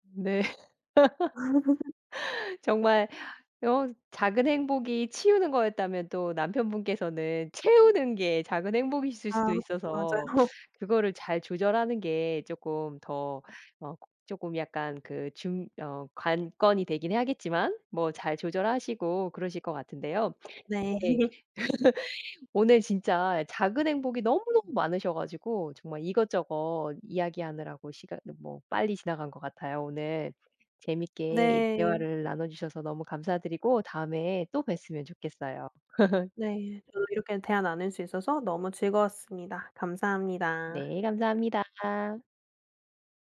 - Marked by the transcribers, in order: laughing while speaking: "네"; laugh; laughing while speaking: "맞아요"; laugh; other background noise; laugh; laugh
- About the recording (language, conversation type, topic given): Korean, podcast, 집에서 느끼는 작은 행복은 어떤 건가요?